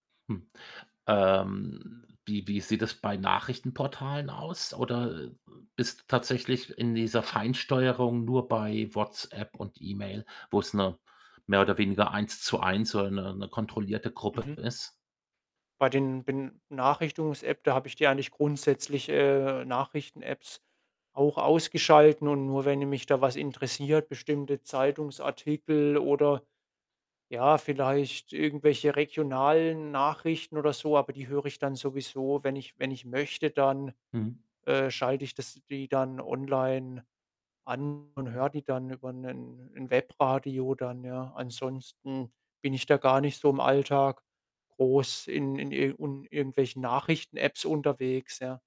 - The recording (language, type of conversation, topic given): German, podcast, Wie gehst du mit ständigen Benachrichtigungen um?
- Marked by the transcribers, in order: other background noise; static; tapping; distorted speech